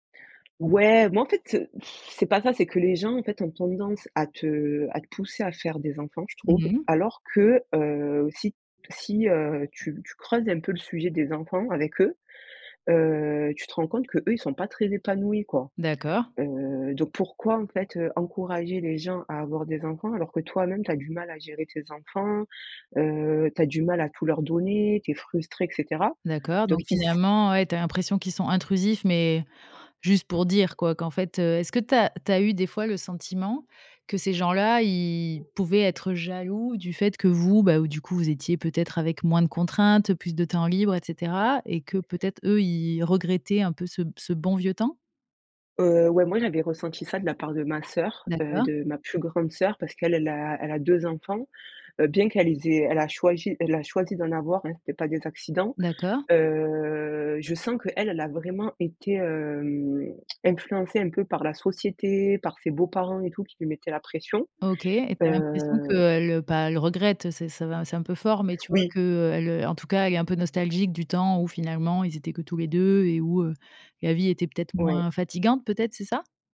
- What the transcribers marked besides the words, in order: blowing; tapping; dog barking; tongue click
- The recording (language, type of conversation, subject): French, podcast, Quels critères prends-tu en compte avant de décider d’avoir des enfants ?